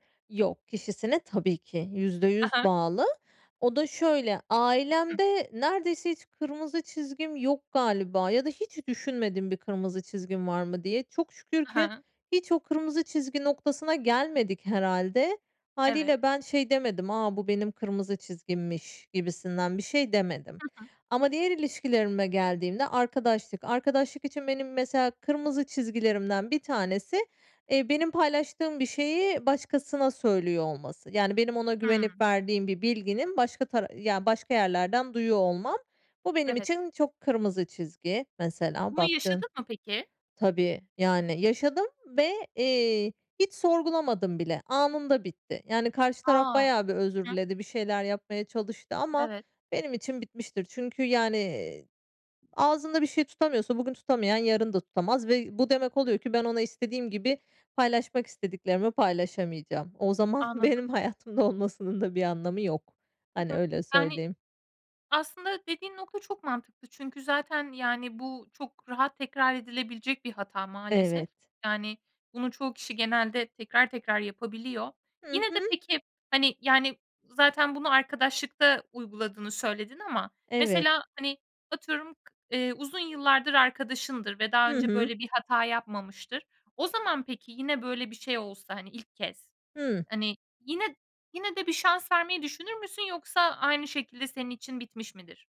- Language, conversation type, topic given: Turkish, podcast, Güveni yeniden kazanmak mümkün mü, nasıl olur sence?
- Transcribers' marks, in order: laughing while speaking: "benim hayatımda olmasının da"